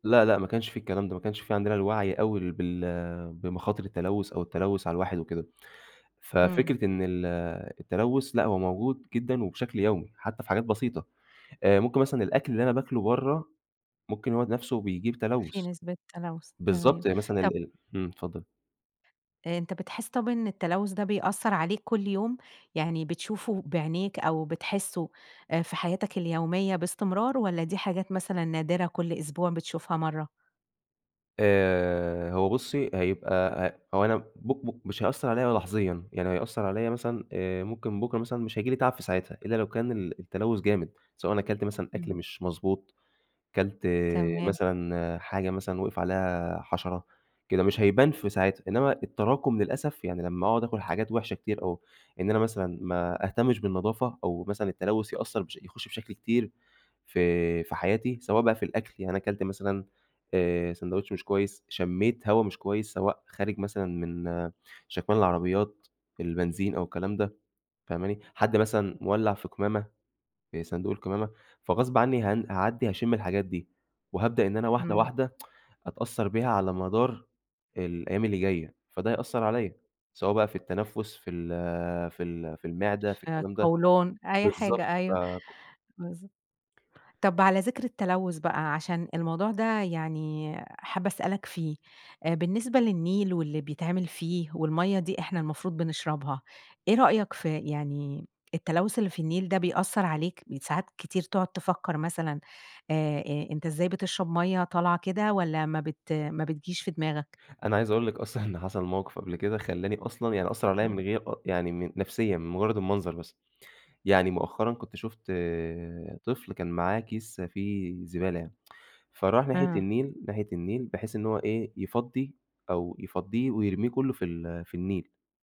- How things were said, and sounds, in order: tapping; tsk; laughing while speaking: "أصلًا"; chuckle; tsk
- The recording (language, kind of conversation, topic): Arabic, podcast, إزاي التلوث بيأثر على صحتنا كل يوم؟